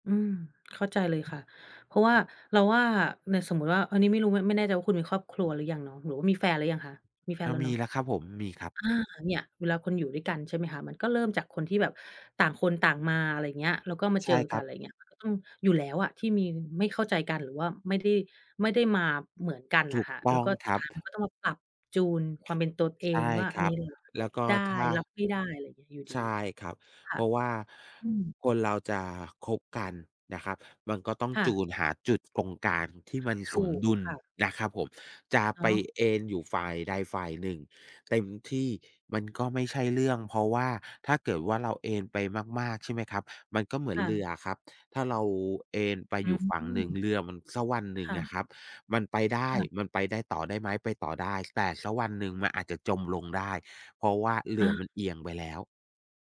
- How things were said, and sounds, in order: other background noise; tapping; stressed: "สมดุล"
- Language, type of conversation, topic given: Thai, unstructured, คุณแสดงความเป็นตัวเองในชีวิตประจำวันอย่างไร?
- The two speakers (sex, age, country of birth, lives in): female, 30-34, Thailand, United States; male, 45-49, Thailand, Thailand